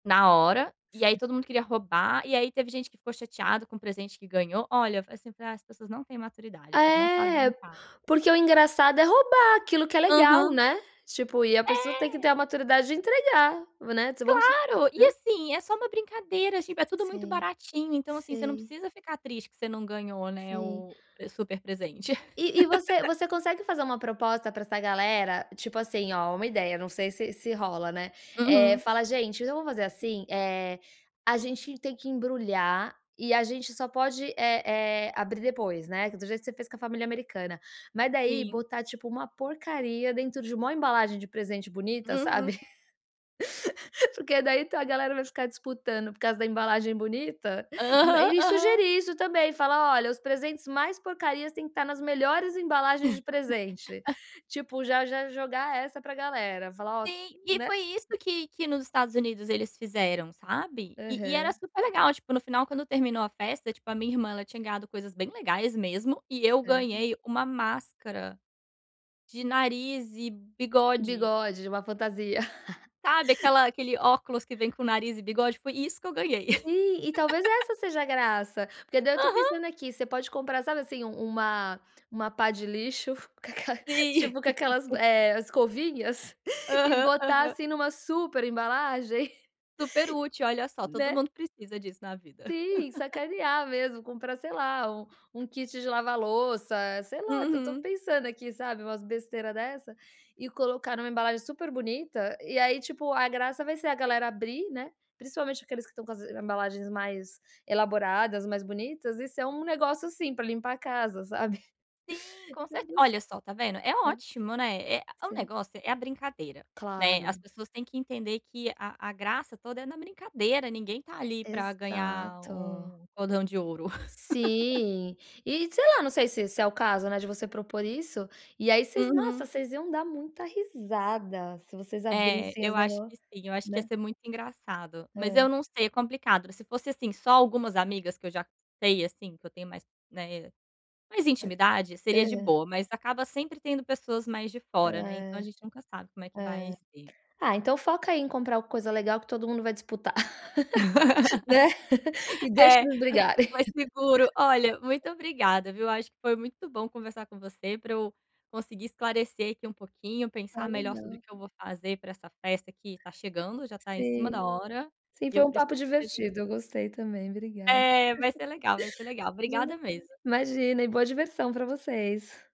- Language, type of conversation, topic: Portuguese, advice, Como posso escolher um presente memorável sem ficar estressado?
- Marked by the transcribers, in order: other background noise; laugh; tapping; laugh; laughing while speaking: "Porque daí a galera vai ficar disputando"; laugh; laugh; laugh; laugh; laughing while speaking: "com aquela tipo com aquelas … numa super embalagem"; chuckle; laugh; chuckle; unintelligible speech; laugh; laugh; laughing while speaking: "Né? E deixa eles brigarem"; laugh; laugh